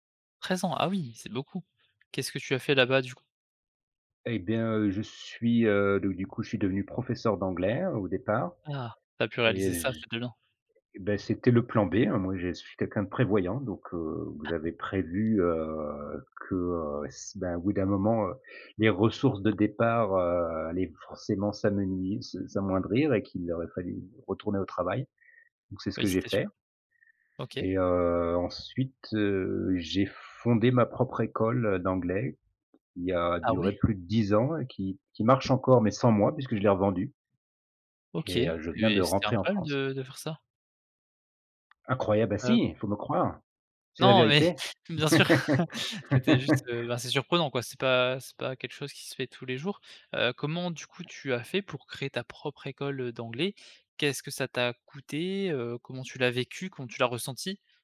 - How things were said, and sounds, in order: unintelligible speech; laugh; tapping; chuckle; laugh
- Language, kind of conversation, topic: French, podcast, Quel voyage t’a vraiment changé, et pourquoi ?